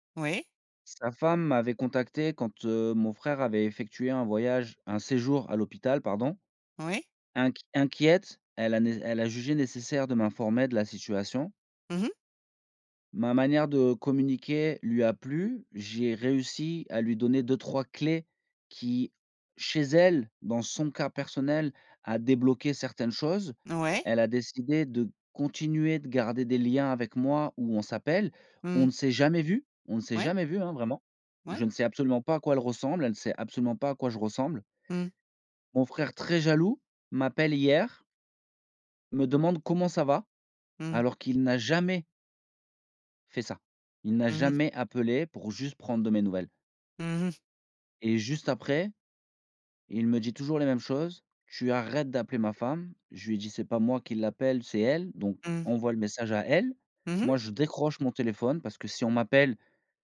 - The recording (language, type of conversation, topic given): French, podcast, Comment reconnaître ses torts et s’excuser sincèrement ?
- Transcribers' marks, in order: stressed: "très"; other background noise; stressed: "jamais"; stressed: "arrêtes"; tapping